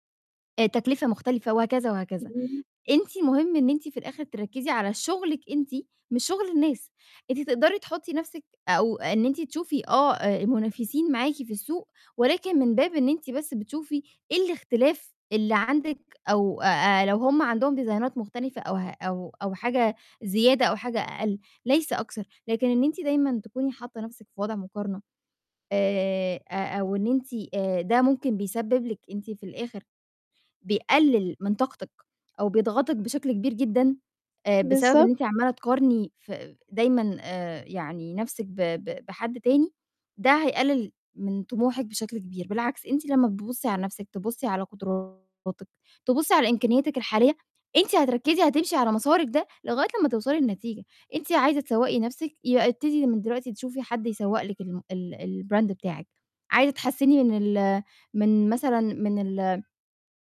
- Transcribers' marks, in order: unintelligible speech; other background noise; in English: "ديزاينات"; distorted speech; in English: "الBrand"
- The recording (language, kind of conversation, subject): Arabic, advice, إزاي أقدر أبطل أقارن نفسي بالناس عشان المقارنة دي معطّلة إبداعي؟